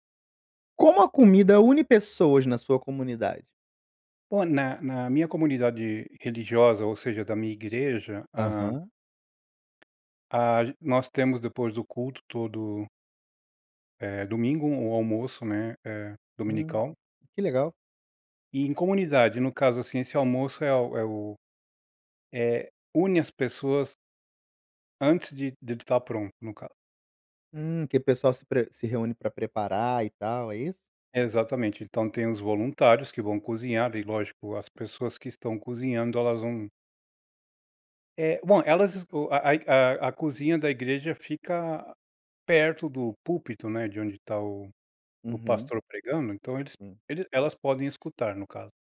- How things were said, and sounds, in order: none
- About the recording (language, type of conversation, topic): Portuguese, podcast, Como a comida une as pessoas na sua comunidade?